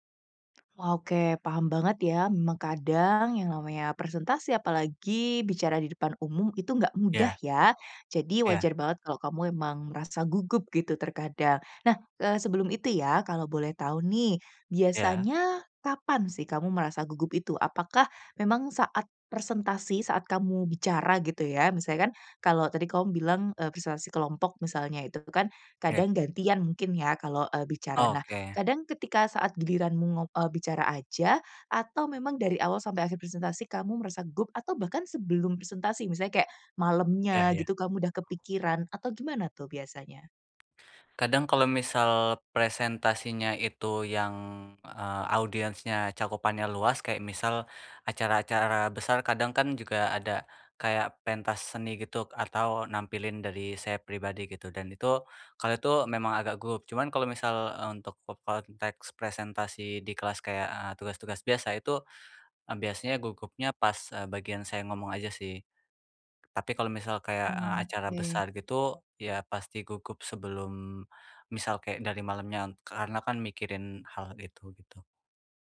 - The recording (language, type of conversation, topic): Indonesian, advice, Bagaimana cara mengatasi rasa gugup saat presentasi di depan orang lain?
- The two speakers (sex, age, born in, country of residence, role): female, 25-29, Indonesia, Indonesia, advisor; male, 20-24, Indonesia, Indonesia, user
- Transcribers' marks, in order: lip smack; other background noise; tapping